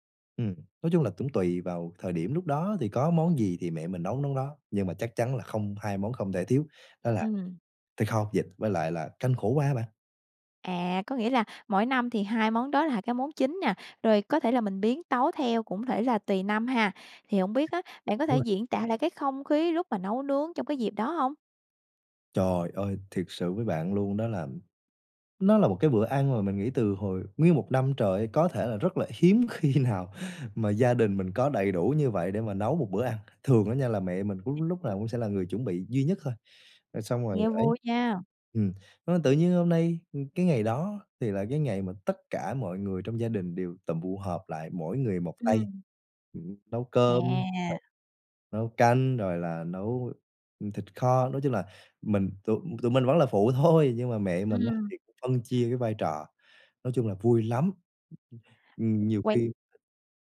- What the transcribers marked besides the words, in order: tapping; other background noise; laughing while speaking: "khi nào"; unintelligible speech; unintelligible speech
- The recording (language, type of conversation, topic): Vietnamese, podcast, Bạn có thể kể về một bữa ăn gia đình đáng nhớ của bạn không?